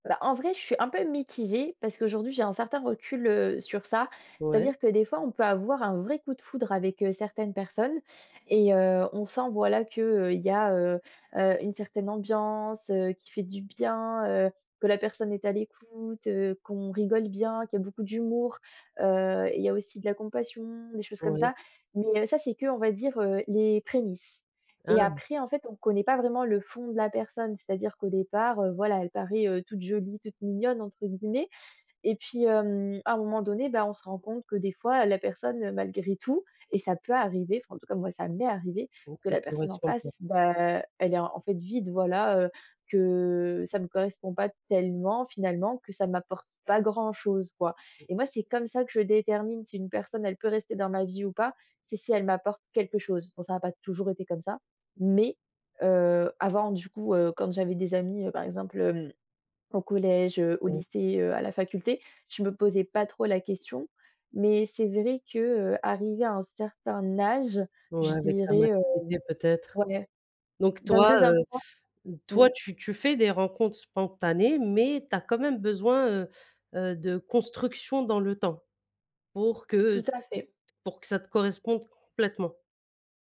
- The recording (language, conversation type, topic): French, podcast, Comment rencontres-tu des personnes qui te correspondent dans la vraie vie ?
- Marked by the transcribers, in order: unintelligible speech; unintelligible speech; stressed: "âge"